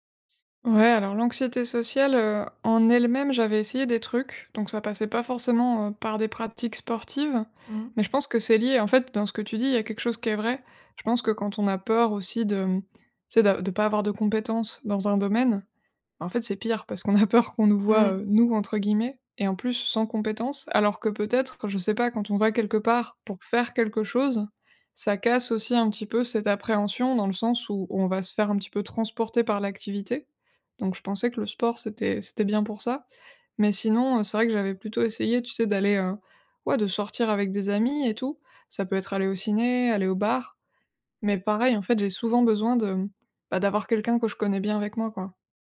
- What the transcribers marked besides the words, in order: other background noise; laughing while speaking: "qu'on a peur"; stressed: "faire"
- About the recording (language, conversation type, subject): French, advice, Comment surmonter ma peur d’échouer pour essayer un nouveau loisir ou un nouveau sport ?